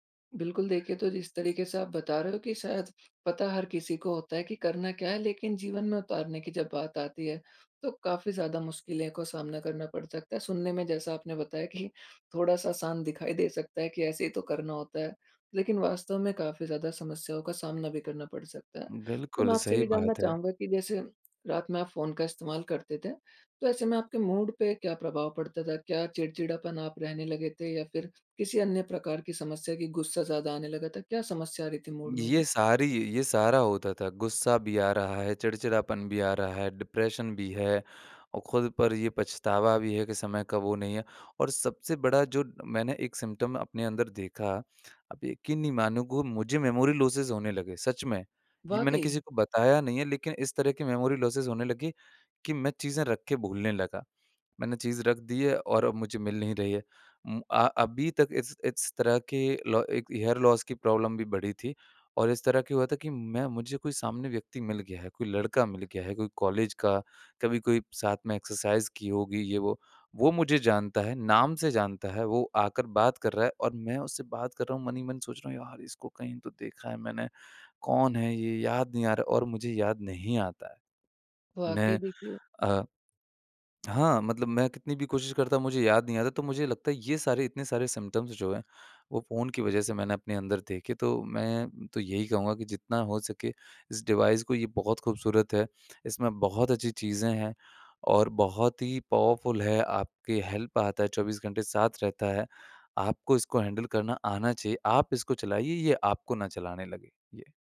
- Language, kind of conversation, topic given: Hindi, podcast, रात में फोन इस्तेमाल करने से आपकी नींद और मूड पर क्या असर पड़ता है?
- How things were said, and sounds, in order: in English: "मूड"; in English: "मूड"; in English: "डिप्रेशन"; in English: "सिम्पटम"; in English: "मेमोरी लॉसेस"; in English: "मेमोरी लॉसेस"; in English: "हेयर लॉस"; in English: "प्रॉब्लम"; in English: "एक्सरसाइज़"; lip smack; in English: "सिम्पटम्स"; in English: "डिवाइस"; in English: "पावरफुल"; in English: "हेल्प"; in English: "हैंडल"